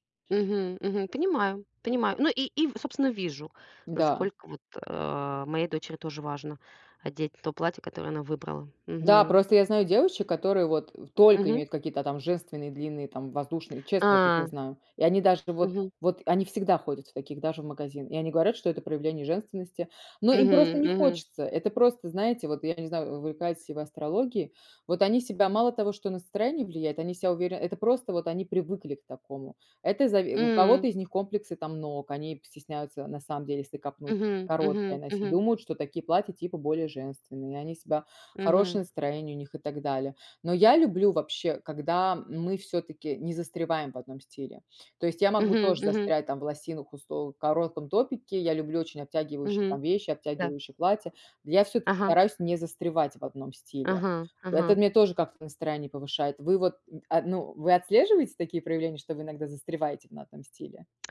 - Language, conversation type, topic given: Russian, unstructured, Как одежда влияет на твое настроение?
- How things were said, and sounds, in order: tapping; other background noise